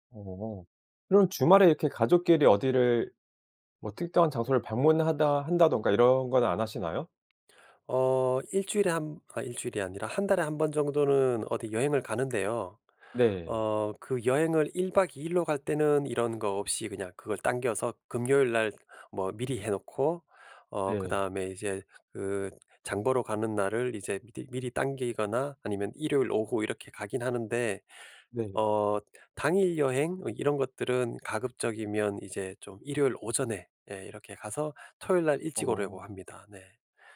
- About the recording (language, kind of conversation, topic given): Korean, podcast, 주말을 알차게 보내는 방법은 무엇인가요?
- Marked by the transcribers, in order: other background noise